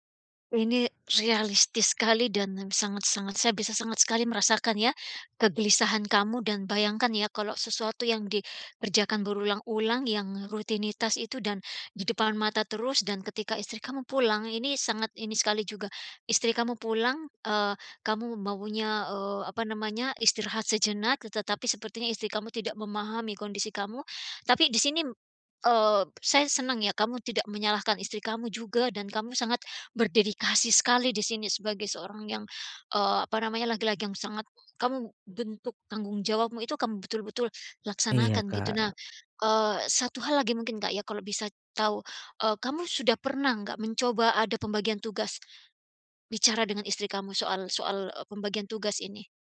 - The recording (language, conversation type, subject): Indonesian, advice, Bagaimana saya bisa mengatasi tekanan karena beban tanggung jawab rumah tangga yang berlebihan?
- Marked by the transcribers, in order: "sini" said as "sinim"; other background noise